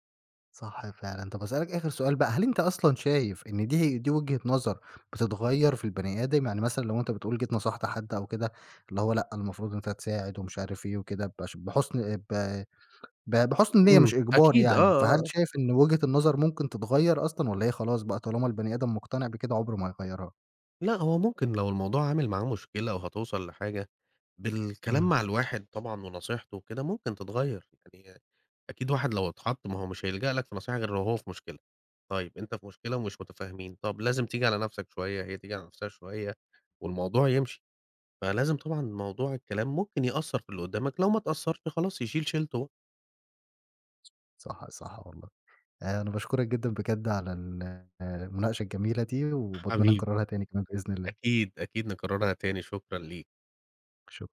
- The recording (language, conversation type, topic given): Arabic, podcast, إزاي شايفين أحسن طريقة لتقسيم شغل البيت بين الزوج والزوجة؟
- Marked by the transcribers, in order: none